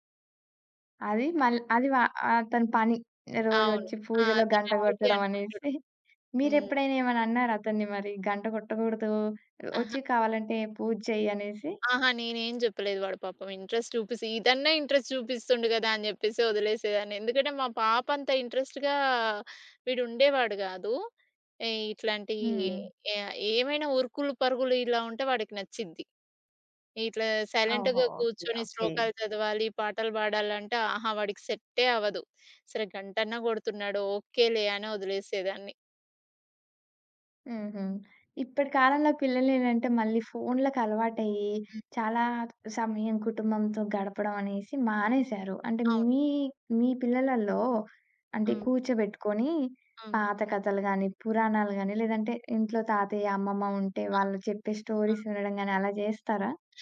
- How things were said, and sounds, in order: other background noise; in English: "డ్యూటీ"; in English: "ఇంట్రెస్ట్"; in English: "ఇంట్రెస్ట్"; in English: "ఇంట్రెస్ట్‌గా"; in English: "సైలెంట్‌గా"; in English: "స్టోరీస్"
- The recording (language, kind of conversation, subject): Telugu, podcast, మీ పిల్లలకు మీ సంస్కృతిని ఎలా నేర్పిస్తారు?